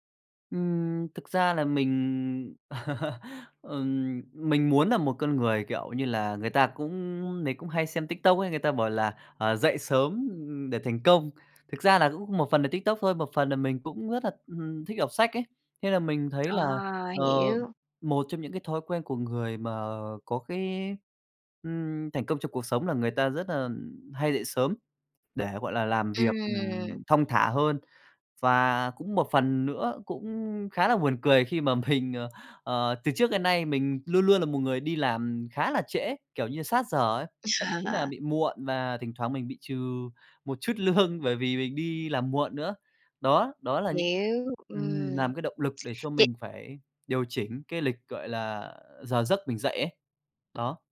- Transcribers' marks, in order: chuckle; tapping; laughing while speaking: "mình"; chuckle; laughing while speaking: "lương"; other background noise
- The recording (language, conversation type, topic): Vietnamese, podcast, Bạn làm thế nào để duy trì động lực lâu dài khi muốn thay đổi?